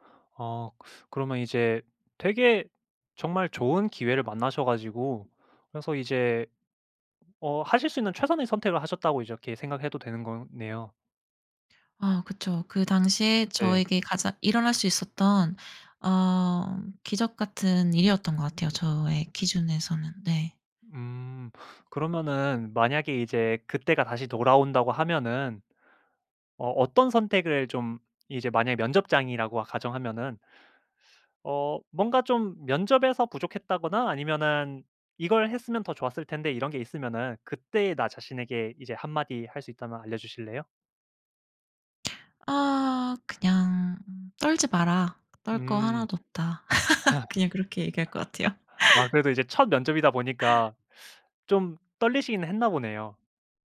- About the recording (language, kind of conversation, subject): Korean, podcast, 인생에서 가장 큰 전환점은 언제였나요?
- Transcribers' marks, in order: other background noise; laugh; laughing while speaking: "그냥 그렇게 얘기할 것 같아요"; laugh; laugh; teeth sucking